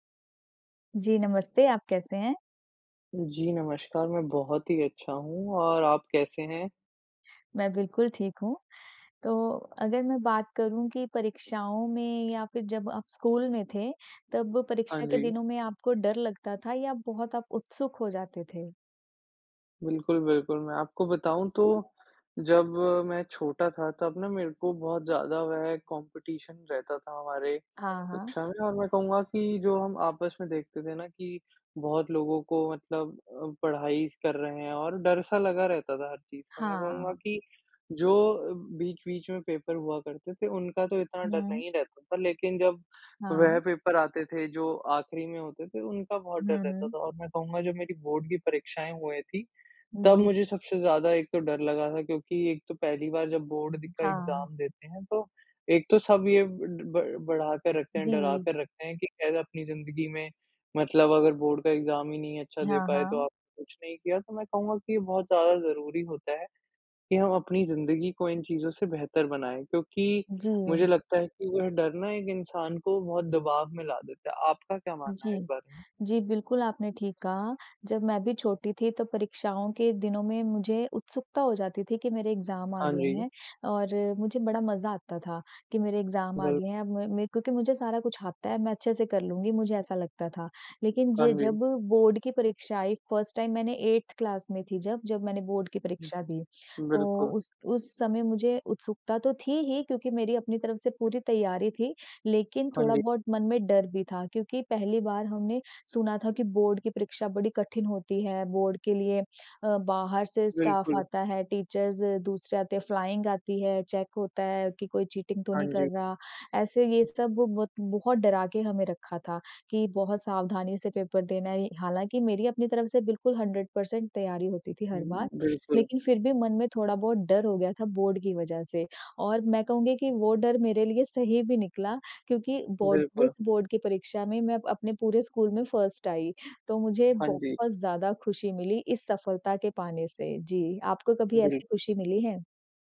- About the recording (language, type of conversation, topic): Hindi, unstructured, क्या आपको कभी किसी परीक्षा में सफलता मिलने पर खुशी मिली है?
- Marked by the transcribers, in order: in English: "कॉम्पिटीशन"; in English: "पेपर"; in English: "पेपर"; in English: "एग्ज़ाम"; in English: "एग्ज़ाम"; in English: "एग्ज़ाम"; in English: "एग्ज़ाम"; in English: "फ़र्स्ट टाइम"; in English: "एट्थ क्लास"; in English: "स्टाफ़"; in English: "टीचर्स"; in English: "फ़्लाइंग"; in English: "चेक"; in English: "चीटिंग"; in English: "पेपर"; in English: "हंड्रेड पर्सेंट"; in English: "फ़र्स्ट"